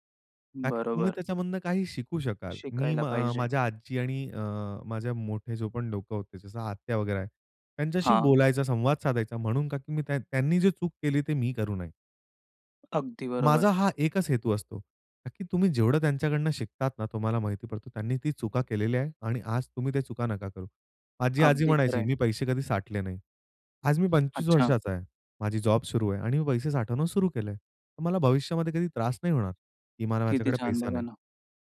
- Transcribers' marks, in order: tapping
- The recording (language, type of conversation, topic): Marathi, podcast, तुझ्या पूर्वजांबद्दल ऐकलेली एखादी गोष्ट सांगशील का?